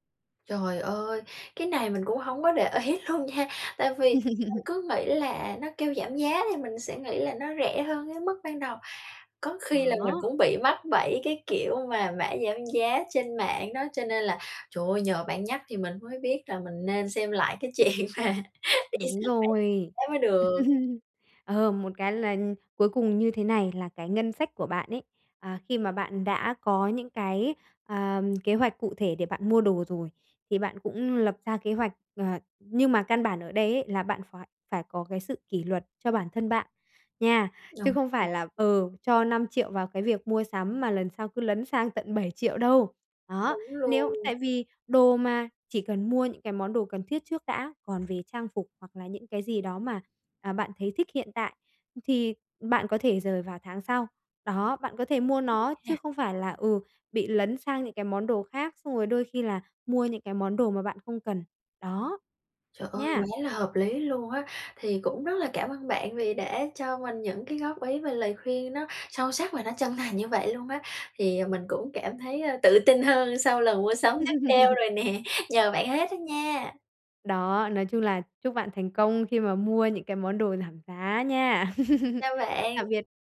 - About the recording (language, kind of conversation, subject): Vietnamese, advice, Làm sao mua sắm nhanh chóng và tiện lợi khi tôi rất bận?
- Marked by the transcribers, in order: tapping; laughing while speaking: "ý luôn nha"; laugh; background speech; laughing while speaking: "chuyện mà"; chuckle; laugh; unintelligible speech; laugh; laughing while speaking: "nè"; other background noise; laugh